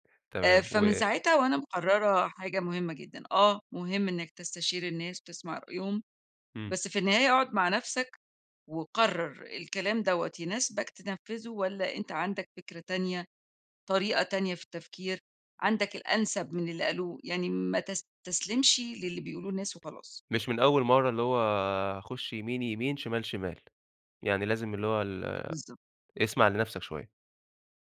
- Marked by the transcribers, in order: tapping; horn
- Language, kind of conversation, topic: Arabic, podcast, إيه التجربة اللي خلّتك تسمع لنفسك الأول؟